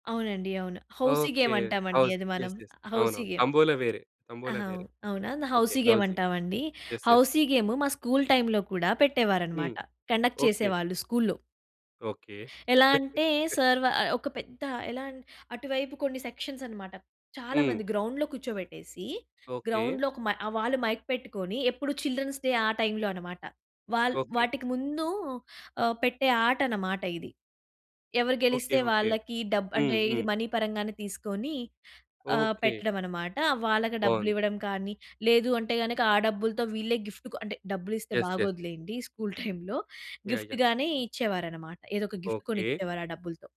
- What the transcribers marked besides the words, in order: in English: "హౌసీ గేమ్"; in English: "హౌస్ యస్. యస్"; in English: "హౌసీ గేమ్"; in English: "హౌసీ గేమ్"; in English: "హౌసీ. యస్. యస్"; in English: "హౌసీ గేమ్"; in English: "కండక్ట్"; chuckle; in English: "సెక్షన్స్"; in English: "గ్రౌండ్‌లో"; in English: "గ్రౌండ్‌లో"; in English: "మైక్"; in English: "చిల్డ్రన్స్ డే"; in English: "మనీ"; in English: "గిఫ్ట్"; in English: "యస్. యస్"; giggle; in English: "గిఫ్ట్"; in English: "గిఫ్ట్"
- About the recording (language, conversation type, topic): Telugu, podcast, చిన్నప్పట్లో మీకు ఇష్టమైన ఆట ఏది?